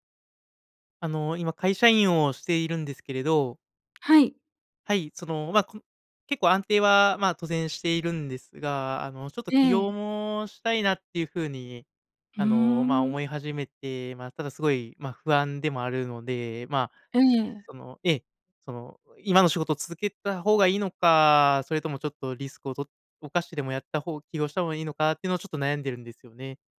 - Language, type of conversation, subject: Japanese, advice, 起業すべきか、それとも安定した仕事を続けるべきかをどのように判断すればよいですか？
- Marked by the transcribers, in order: none